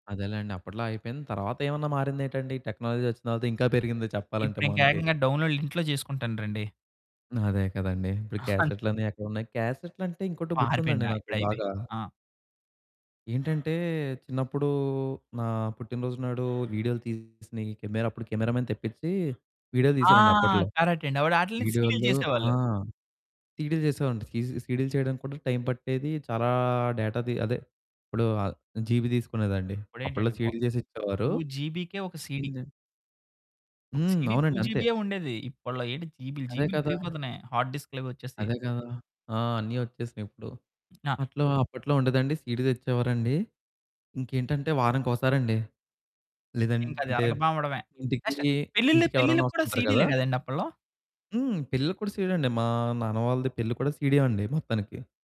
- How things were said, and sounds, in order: in English: "టెక్నాలజీ"; chuckle; dog barking; distorted speech; in English: "కెమెరా మ్యాన్"; in English: "సీరియల్"; in English: "డేటాది"; in English: "జీబీ"; other background noise; in English: "టూ జీబీకే"; in English: "సీడీ"; in English: "సీడీ టూ జీబీయే"; in English: "హార్డ్"; tapping; in English: "నెక్స్ట్"; in English: "సీడీ"; in English: "సీడీ"
- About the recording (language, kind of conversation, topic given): Telugu, podcast, మీకు వచ్చిన మొదటి రికార్డు లేదా కాసెట్ గురించి మీకు ఏ జ్ఞాపకం ఉంది?
- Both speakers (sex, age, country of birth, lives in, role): male, 20-24, India, India, guest; male, 30-34, India, India, host